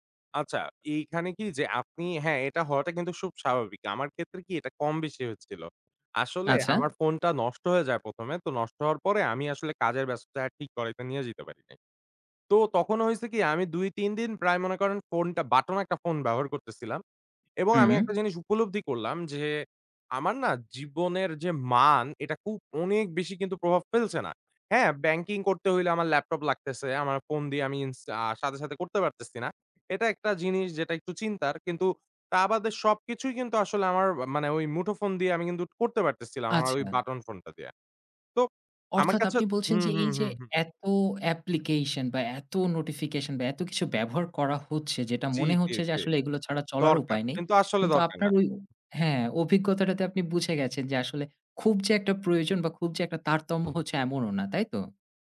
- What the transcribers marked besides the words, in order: "খুব" said as "সুব"; in English: "application"
- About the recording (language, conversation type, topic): Bengali, podcast, নোটিফিকেশনগুলো তুমি কীভাবে সামলাও?